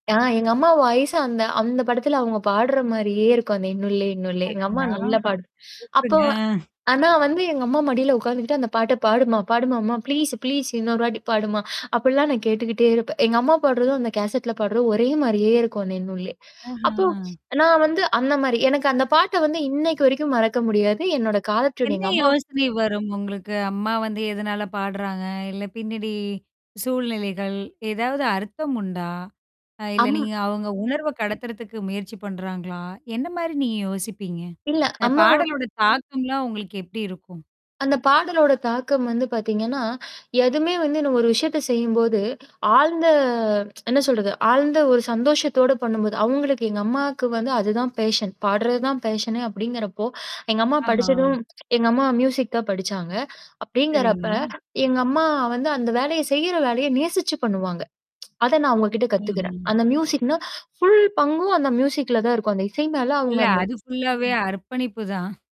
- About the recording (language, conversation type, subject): Tamil, podcast, சிறுவயதில் உங்களுக்கு நினைவாக இருக்கும் ஒரு பாடலைப் பற்றி சொல்ல முடியுமா?
- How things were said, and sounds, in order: static; distorted speech; in English: "ப்ளீஸ் ப்ளீஸ்"; in English: "காலர்டியூன்"; other background noise; tapping; tsk; in English: "ஃபேஷன்"; in English: "ஃபேஷனே"; tsk